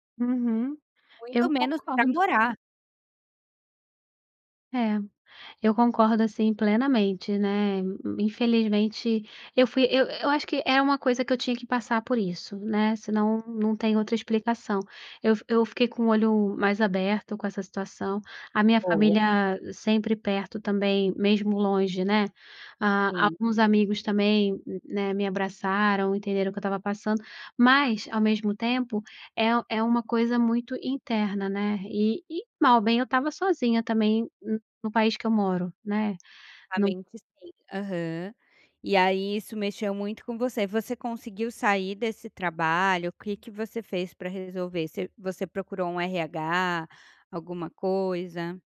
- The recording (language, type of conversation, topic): Portuguese, podcast, Qual é o papel da família no seu sentimento de pertencimento?
- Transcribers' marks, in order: none